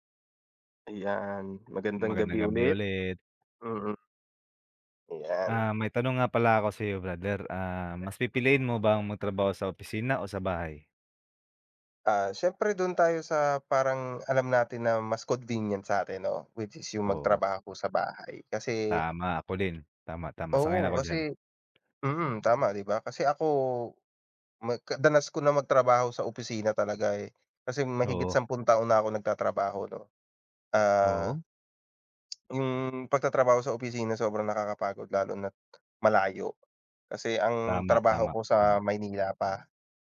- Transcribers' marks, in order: tapping
- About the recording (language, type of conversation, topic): Filipino, unstructured, Mas pipiliin mo bang magtrabaho sa opisina o sa bahay?